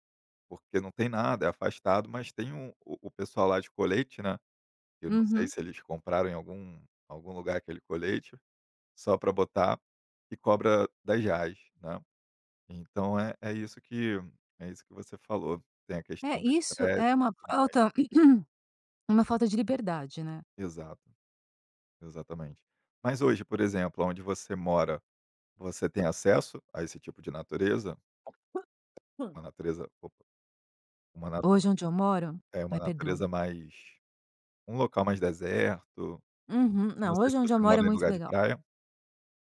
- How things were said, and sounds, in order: unintelligible speech; throat clearing; other background noise; cough; tapping
- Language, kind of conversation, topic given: Portuguese, podcast, Me conta uma experiência na natureza que mudou sua visão do mundo?